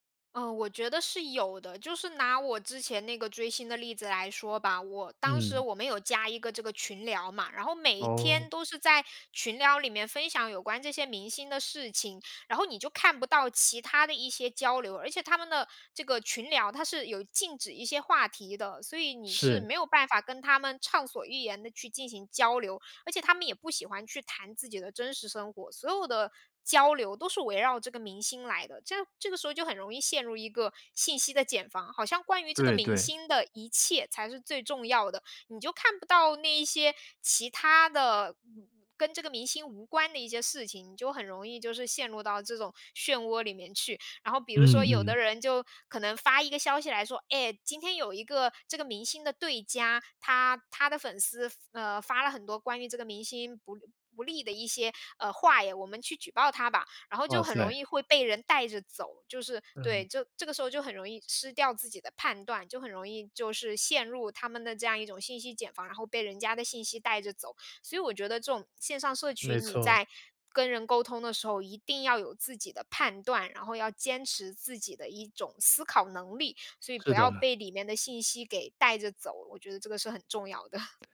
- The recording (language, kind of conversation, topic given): Chinese, podcast, 线上社群能替代现实社交吗？
- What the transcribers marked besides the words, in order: laughing while speaking: "的"